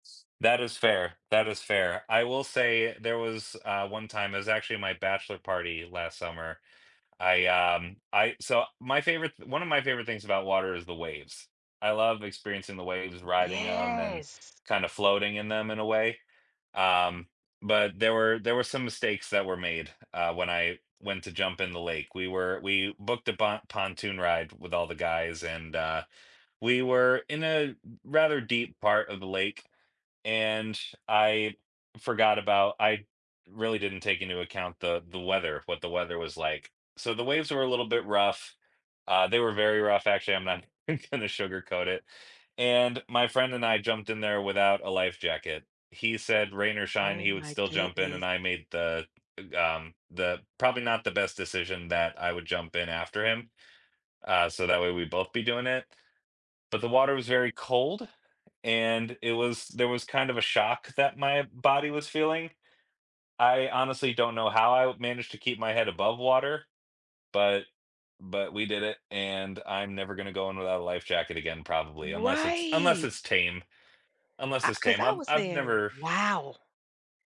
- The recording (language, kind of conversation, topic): English, unstructured, How does spending time in nature affect your mood or perspective?
- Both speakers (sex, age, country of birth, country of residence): female, 45-49, United States, United States; male, 30-34, United States, United States
- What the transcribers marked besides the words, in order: other background noise; tapping; laughing while speaking: "sugarcoat it"; drawn out: "Right"